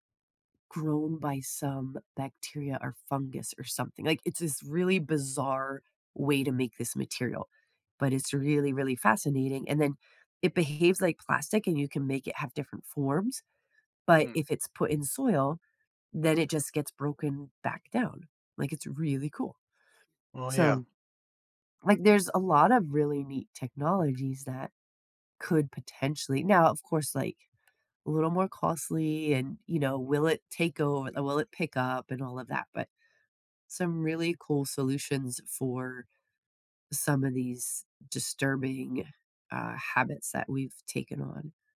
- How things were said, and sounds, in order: other background noise
- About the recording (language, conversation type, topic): English, unstructured, How can I stay true to my values when expectations conflict?
- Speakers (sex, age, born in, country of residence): female, 45-49, United States, United States; male, 40-44, United States, United States